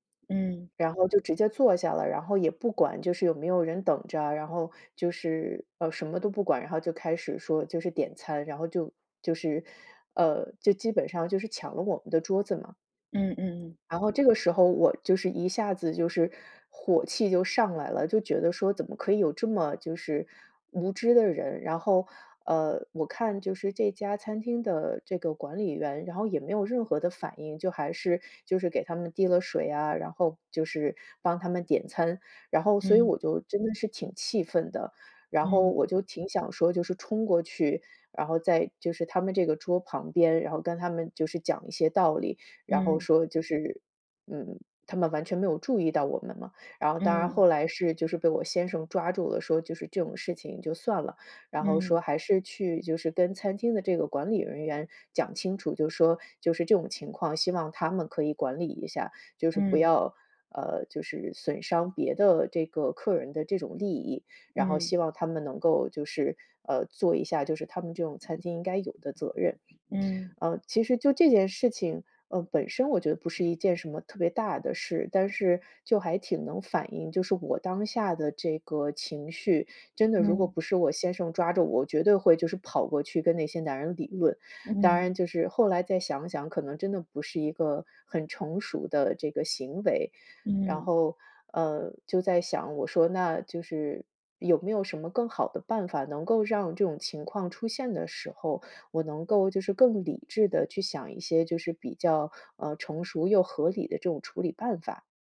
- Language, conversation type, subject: Chinese, advice, 我怎样才能更好地控制冲动和情绪反应？
- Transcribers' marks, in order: other background noise; tapping